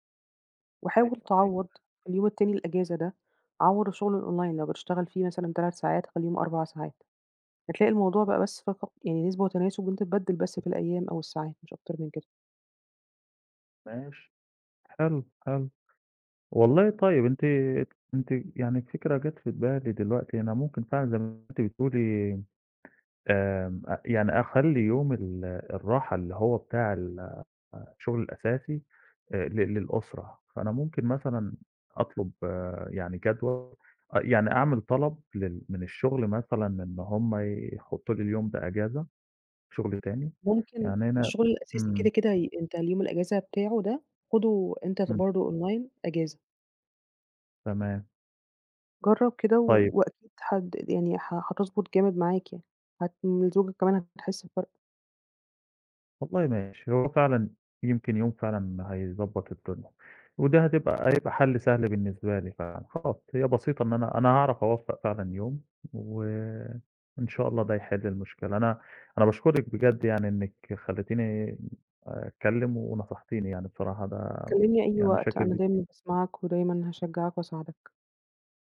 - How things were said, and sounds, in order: in English: "الOnline"; in English: "Online"; other background noise
- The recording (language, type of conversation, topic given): Arabic, advice, إزاي شغلك بيأثر على وقت الأسرة عندك؟